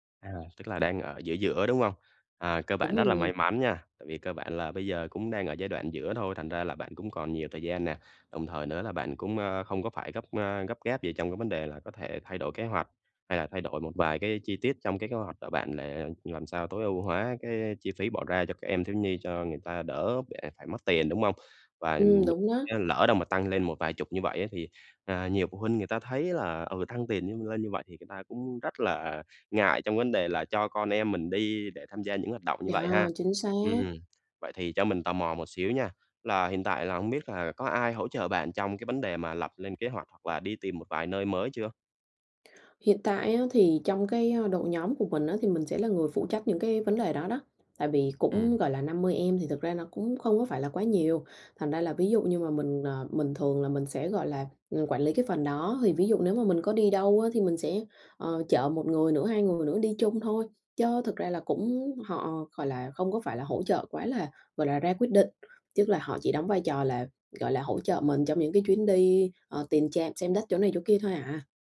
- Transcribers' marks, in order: tapping; other background noise
- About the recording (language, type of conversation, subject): Vietnamese, advice, Làm sao để quản lý chi phí và ngân sách hiệu quả?